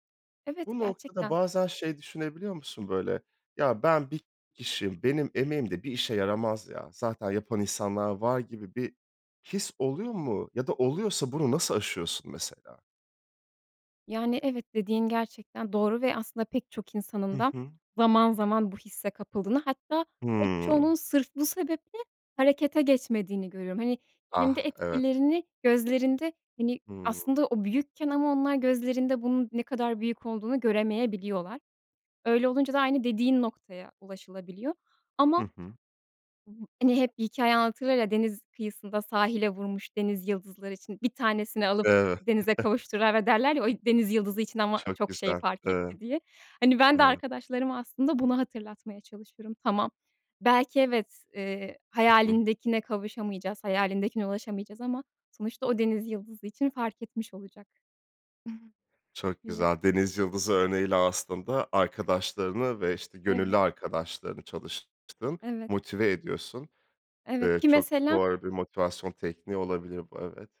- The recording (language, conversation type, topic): Turkish, podcast, İnsanları gönüllü çalışmalara katılmaya nasıl teşvik edersin?
- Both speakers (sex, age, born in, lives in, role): female, 30-34, Turkey, Netherlands, guest; male, 30-34, Turkey, France, host
- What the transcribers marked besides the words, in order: other background noise; unintelligible speech; chuckle; tapping; "kavuşturana" said as "kavuşturara"; other noise